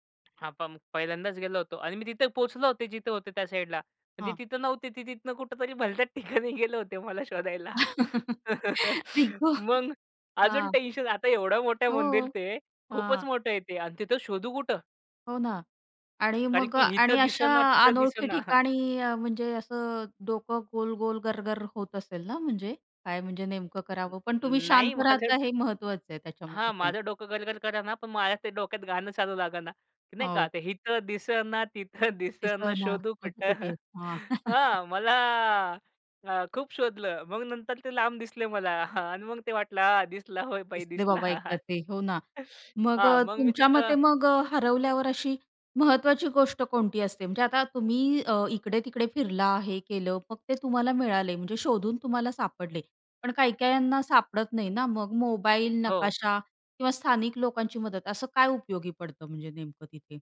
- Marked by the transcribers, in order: other background noise; laugh; laughing while speaking: "ठिकाणी गेले होते मला शोधायला"; chuckle; chuckle; tapping; other noise; singing: "इथं दिसं ना तिथं दिसं ना शोधू कुठं?"; chuckle; chuckle
- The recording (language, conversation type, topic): Marathi, podcast, एकट्याने प्रवास करताना वाट चुकली तर तुम्ही काय करता?